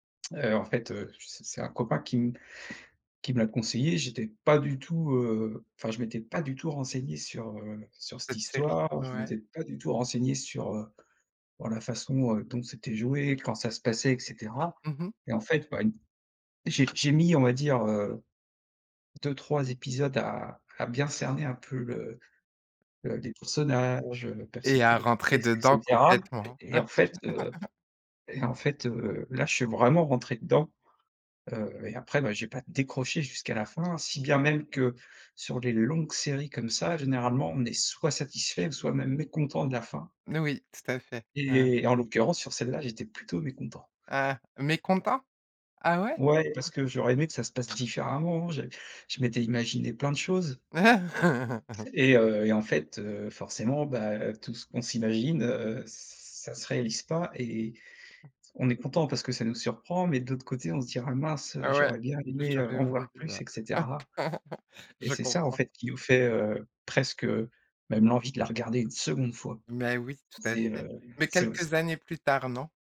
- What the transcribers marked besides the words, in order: tapping; laugh; other noise; other background noise; chuckle; chuckle
- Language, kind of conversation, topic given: French, podcast, Qu’est-ce qui rend une série addictive à tes yeux ?